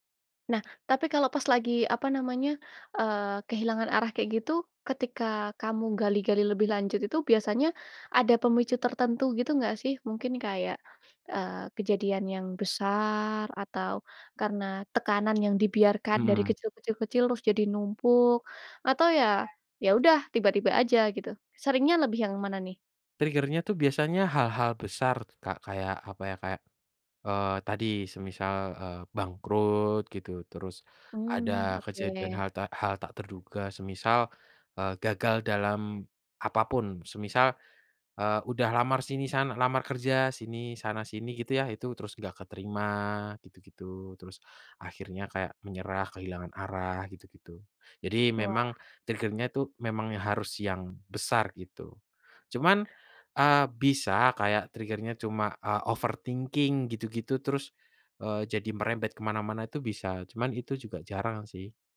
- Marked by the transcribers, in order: in English: "Trigger-nya"; in English: "trigger-nya"; in English: "trigger-nya"; other background noise; in English: "overthinking"
- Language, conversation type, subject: Indonesian, podcast, Apa yang kamu lakukan kalau kamu merasa kehilangan arah?